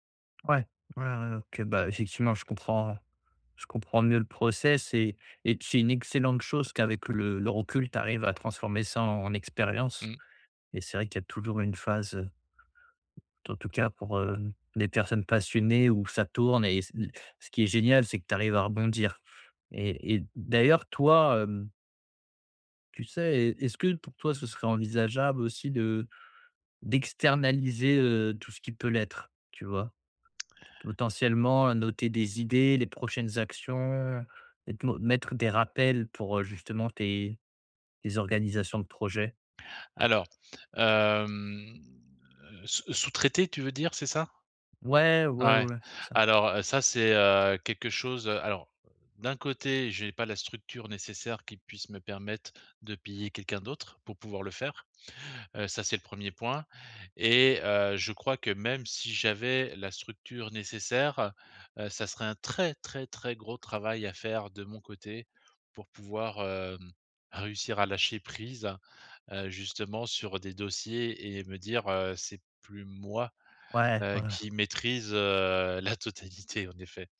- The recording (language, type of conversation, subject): French, advice, Comment mieux organiser mes projets en cours ?
- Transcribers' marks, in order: other background noise; drawn out: "hem"; stressed: "très, très, très"; tapping; stressed: "moi"; laughing while speaking: "la totalité"